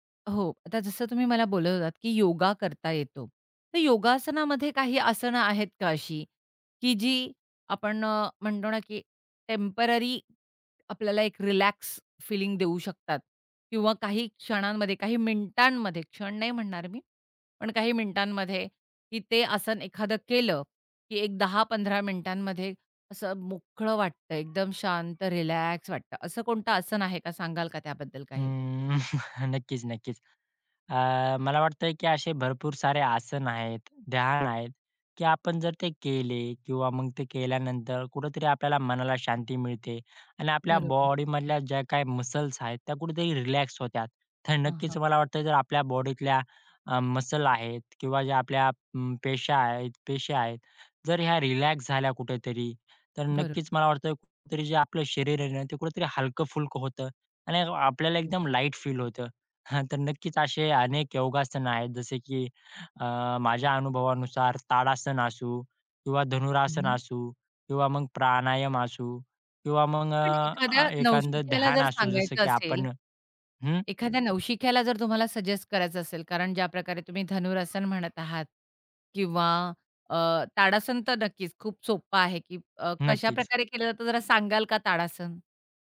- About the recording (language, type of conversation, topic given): Marathi, podcast, कामानंतर आराम मिळवण्यासाठी तुम्ही काय करता?
- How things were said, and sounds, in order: other background noise; tapping; background speech; chuckle